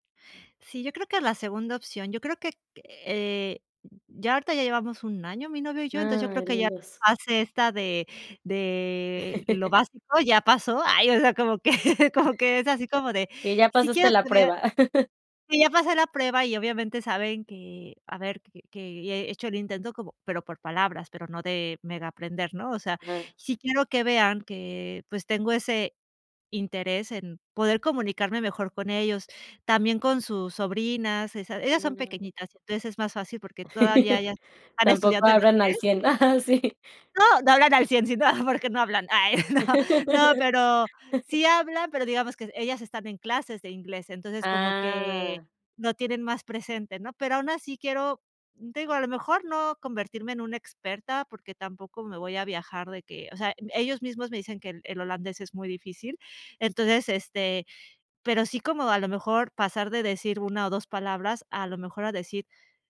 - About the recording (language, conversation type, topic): Spanish, advice, ¿Cómo puede la barrera del idioma dificultar mi comunicación y la generación de confianza?
- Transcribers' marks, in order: laugh; laughing while speaking: "Ay, o sea, como que"; laugh; chuckle; laugh; other background noise; laugh; laughing while speaking: "Ajá, sí"; laugh; laughing while speaking: "Ay, no"; tapping